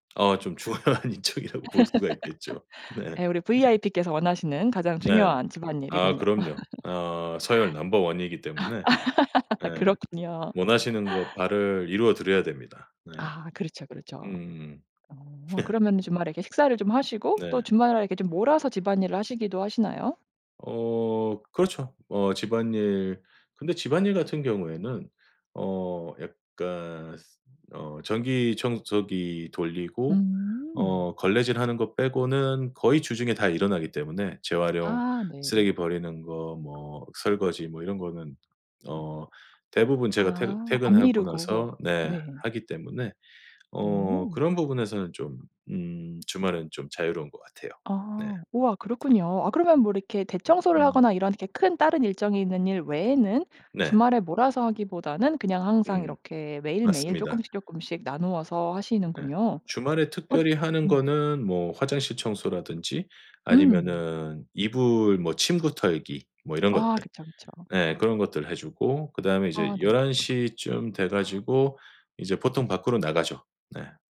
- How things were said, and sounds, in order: laughing while speaking: "중요한 일정이라고 볼 수가 있겠죠"; laugh; tapping; laugh; other background noise; in English: "넘버 one 이기"; laugh; laughing while speaking: "그렇군요"; laugh; laughing while speaking: "네"
- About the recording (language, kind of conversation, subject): Korean, podcast, 맞벌이 부부는 집안일을 어떻게 조율하나요?
- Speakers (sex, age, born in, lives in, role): female, 35-39, South Korea, Sweden, host; male, 45-49, South Korea, United States, guest